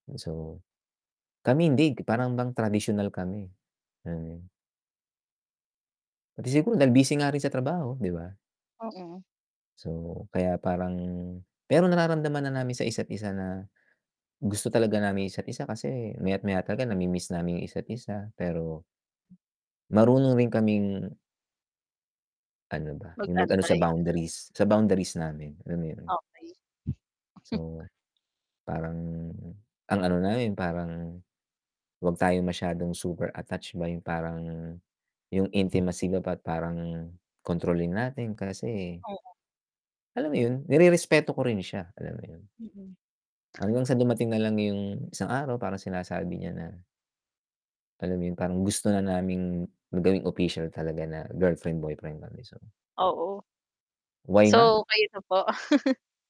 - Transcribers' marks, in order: static; distorted speech; chuckle; in English: "intimacy"; chuckle
- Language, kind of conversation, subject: Filipino, unstructured, Paano mo malalaman kung handa ka na sa seryosong relasyon at paano mo ito pinananatiling maayos kasama ang iyong kapareha?